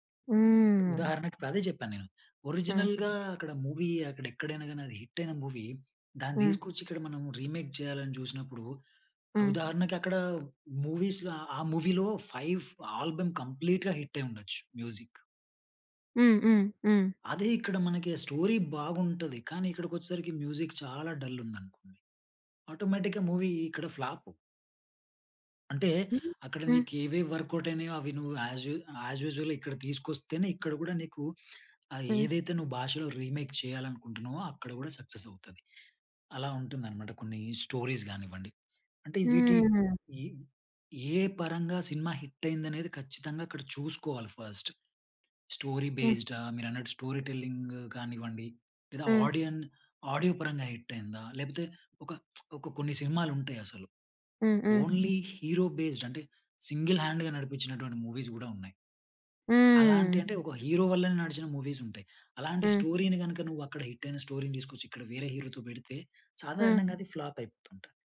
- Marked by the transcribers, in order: drawn out: "హ్మ్"; other background noise; in English: "ఒరిజినల్‌గా"; in English: "మూవీ"; in English: "మూవీ"; in English: "రీమేక్"; in English: "మూవీ‌లో ఫైవ్ ఆల్బమ్ కంప్లీట్‌గా"; in English: "స్టోరీ"; in English: "మ్యూజిక్"; in English: "డల్"; in English: "ఆటోమేటిక్‌గా మూవీ"; in English: "వర్కౌట్"; in English: "యాజ్ యూజువల్"; sniff; in English: "రీమేక్"; in English: "సక్సెస్"; in English: "స్టోరీస్"; drawn out: "హ్మ్"; in English: "హిట్"; in English: "ఫస్ట్. స్టోరీ"; in English: "స్టోరీ టెల్లింగ్"; in English: "ఆడియన్ ఆడియో"; in English: "హిట్"; lip smack; in English: "ఓన్లీ హీరో బేస్డ్"; in English: "సింగిల్ హ్యాండ్‌గా"; in English: "మూవీస్"; drawn out: "హ్మ్"; in English: "హీరో"; in English: "మూవీస్"; in English: "స్టోరీని"; in English: "హిట్"; in English: "స్టోరీని"; in English: "హీరోతో"; in English: "ఫ్లాప్"
- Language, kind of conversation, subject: Telugu, podcast, రిమేక్‌లు, ఒరిజినల్‌ల గురించి మీ ప్రధాన అభిప్రాయం ఏమిటి?